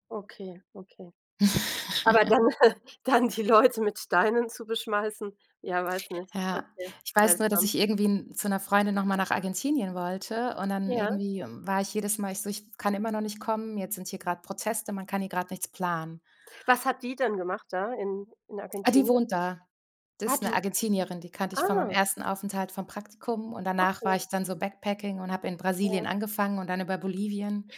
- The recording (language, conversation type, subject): German, unstructured, Wie bist du auf Reisen mit unerwarteten Rückschlägen umgegangen?
- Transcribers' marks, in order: laugh; laughing while speaking: "dann dann"; chuckle; in English: "backpacking"